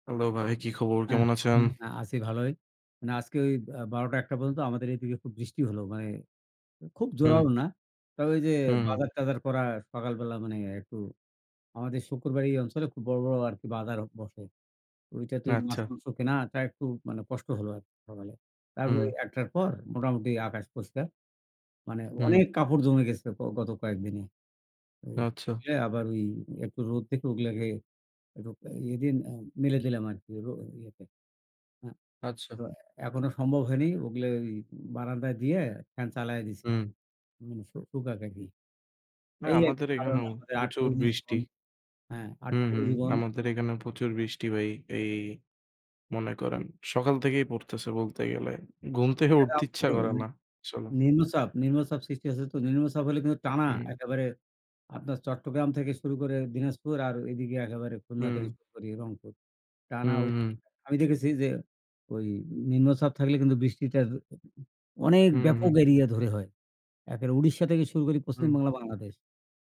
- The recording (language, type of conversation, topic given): Bengali, unstructured, শিক্ষায় প্রযুক্তির ব্যবহার কীভাবে পরিবর্তন এনেছে?
- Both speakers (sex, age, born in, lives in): male, 20-24, Bangladesh, Bangladesh; male, 60-64, Bangladesh, Bangladesh
- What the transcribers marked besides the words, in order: unintelligible speech; unintelligible speech